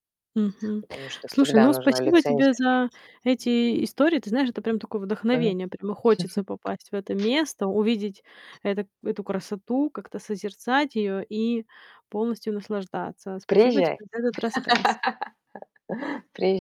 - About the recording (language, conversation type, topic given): Russian, podcast, Расскажи о своём любимом природном месте: что в нём особенного?
- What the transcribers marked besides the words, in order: tapping; chuckle; other background noise; laugh